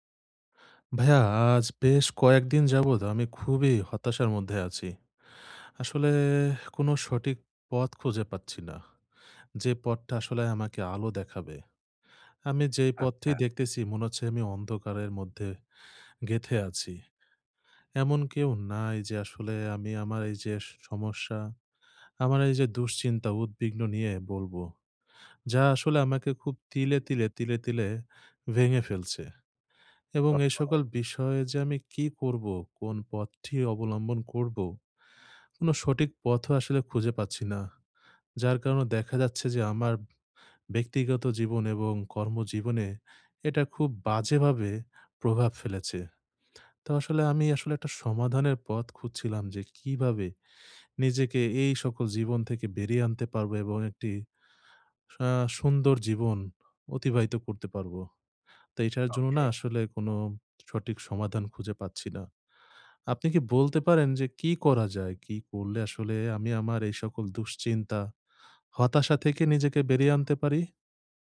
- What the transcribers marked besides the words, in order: tapping; sad: "আসলে কোনো সঠিক পথ খুঁজে … আমাকে আলো দেখাবে"; horn
- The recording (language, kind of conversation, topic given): Bengali, advice, আমি কীভাবে আয় বাড়লেও দীর্ঘমেয়াদে সঞ্চয় বজায় রাখতে পারি?